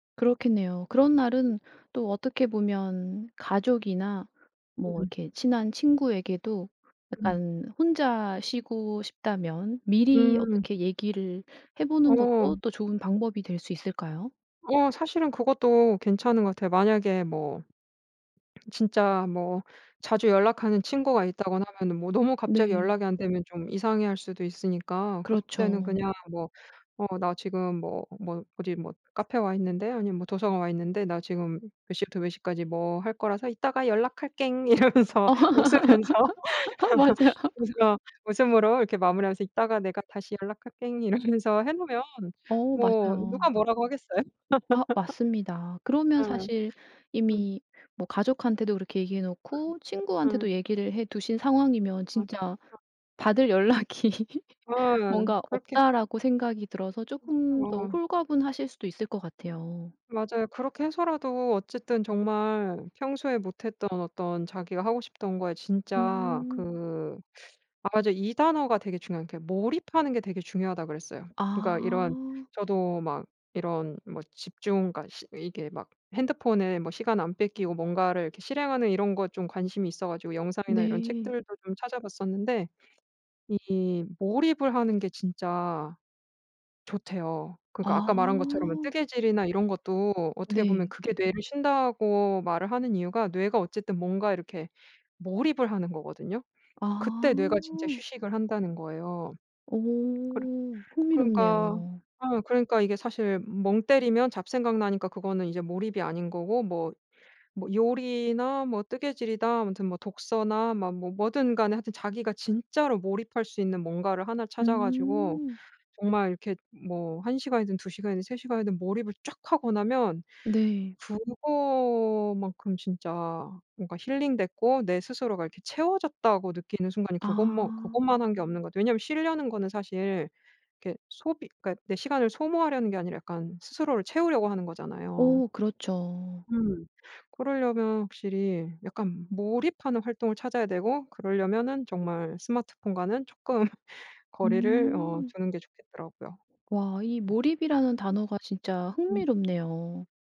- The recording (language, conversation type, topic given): Korean, podcast, 쉬는 날을 진짜로 쉬려면 어떻게 하세요?
- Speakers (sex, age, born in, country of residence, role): female, 35-39, South Korea, France, guest; female, 55-59, South Korea, South Korea, host
- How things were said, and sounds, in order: other background noise; tapping; laugh; laughing while speaking: "맞아요"; laughing while speaking: "이러면서 웃으면서"; laugh; laugh; laughing while speaking: "받을 연락이"; laugh; laughing while speaking: "쪼끔"